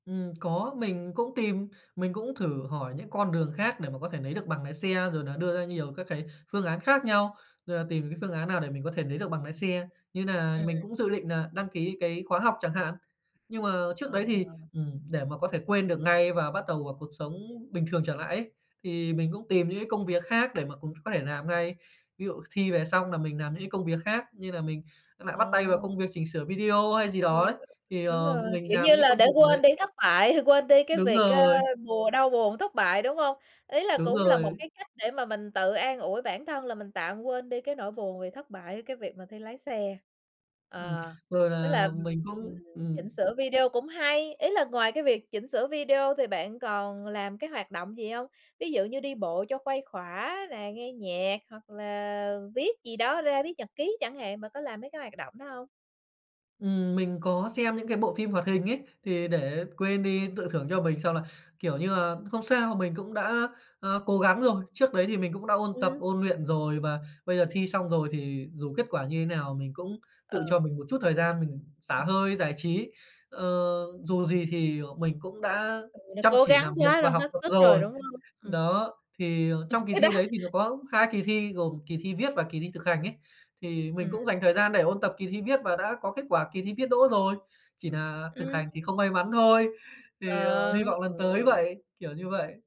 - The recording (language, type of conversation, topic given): Vietnamese, podcast, Khi gặp thất bại, bạn thường tự an ủi bản thân như thế nào?
- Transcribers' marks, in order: tapping; "làm" said as "nàm"; "làm" said as "nàm"; unintelligible speech; "luyện" said as "nuyện"; "làm" said as "nàm"; laughing while speaking: "cái đó"